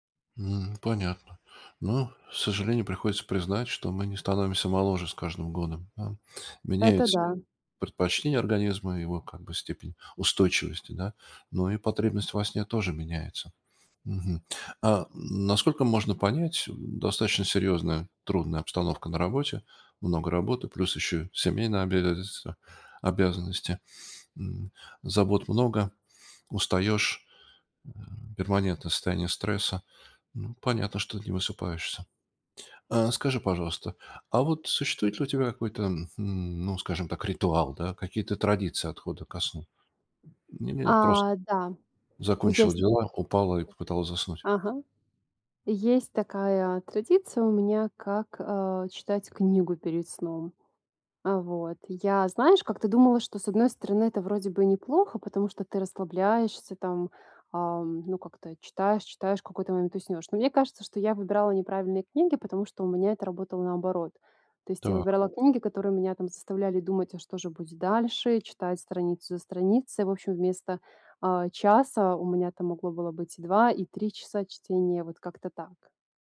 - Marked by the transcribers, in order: tapping; other background noise
- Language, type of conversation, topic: Russian, advice, Как просыпаться каждый день с большей энергией даже после тяжёлого дня?
- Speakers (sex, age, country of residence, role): female, 30-34, Italy, user; male, 65-69, Estonia, advisor